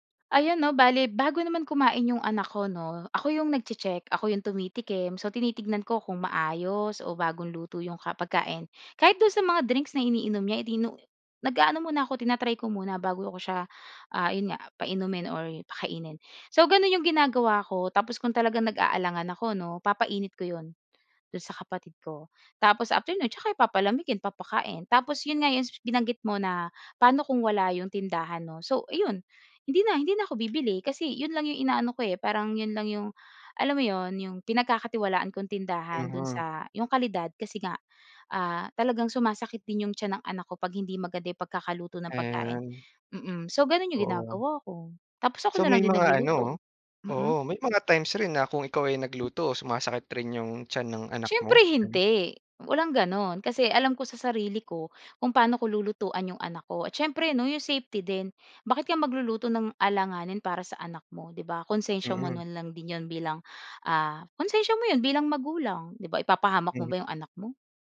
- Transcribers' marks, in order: none
- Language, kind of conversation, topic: Filipino, podcast, Ano ang karaniwang almusal ninyo sa bahay?